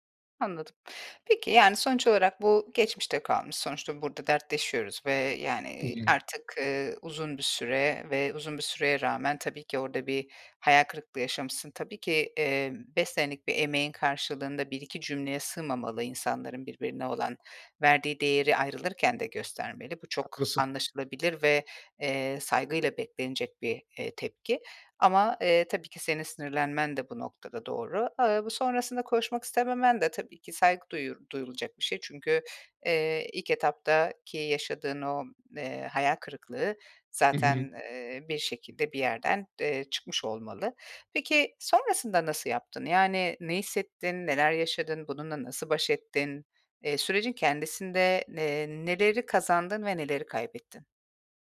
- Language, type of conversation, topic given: Turkish, advice, Uzun bir ilişkiden sonra yaşanan ani ayrılığı nasıl anlayıp kabullenebilirim?
- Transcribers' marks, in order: none